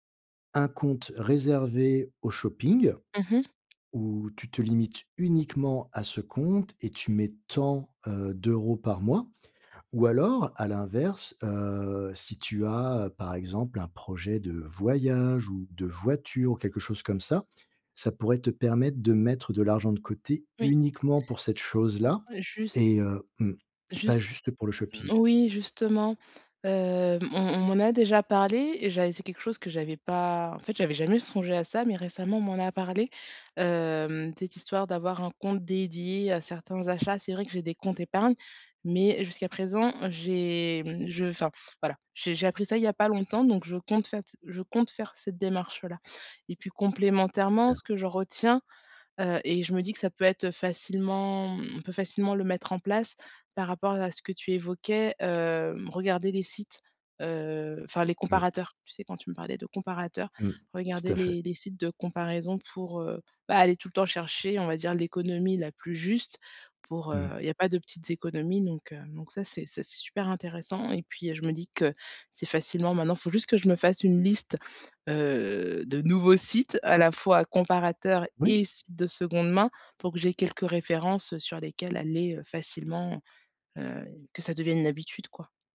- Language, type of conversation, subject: French, advice, Comment faire des achats intelligents avec un budget limité ?
- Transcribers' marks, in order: tapping